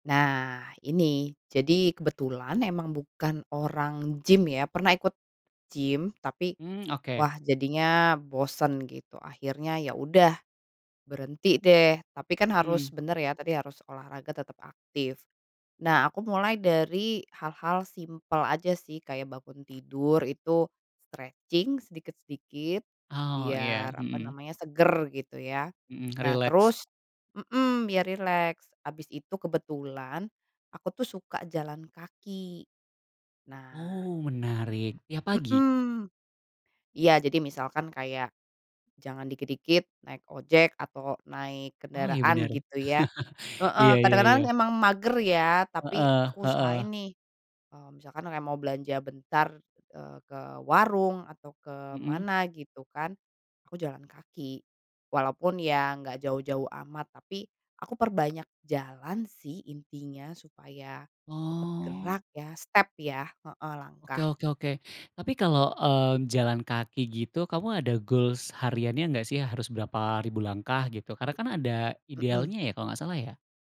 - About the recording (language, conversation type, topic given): Indonesian, podcast, Bagaimana kamu tetap aktif tanpa olahraga berat?
- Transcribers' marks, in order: in English: "stretching"; chuckle; in English: "goals"